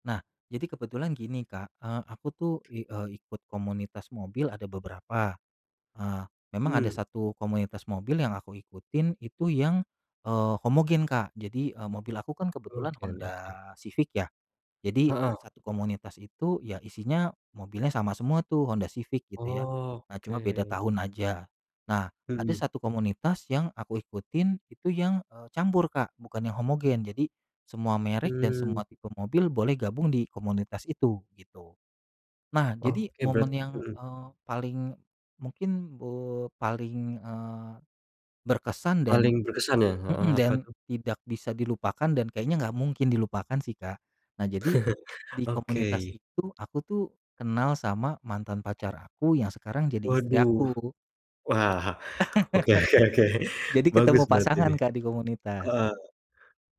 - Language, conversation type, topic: Indonesian, podcast, Bisakah kamu menceritakan satu momen ketika komunitasmu saling membantu dengan sangat erat?
- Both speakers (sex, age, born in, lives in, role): male, 25-29, Indonesia, Indonesia, host; male, 35-39, Indonesia, Indonesia, guest
- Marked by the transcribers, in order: tapping; other background noise; chuckle; laughing while speaking: "oke oke oke"; laugh